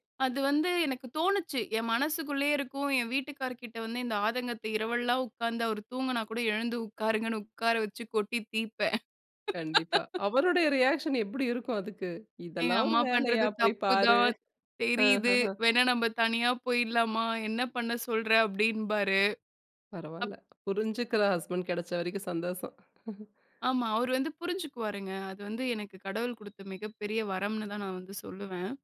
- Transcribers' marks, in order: laugh; in English: "ரியாக்ஷன்"; laughing while speaking: "எங்க அம்மா பண்ணுறது தப்பு தான் … பண்ண சொல்ற? அப்படீம்பாரு"; chuckle; horn
- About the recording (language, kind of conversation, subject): Tamil, podcast, வீட்டுப் பெரியவர்கள் தலையீடு தம்பதிகளின் உறவை எப்படிப் பாதிக்கிறது?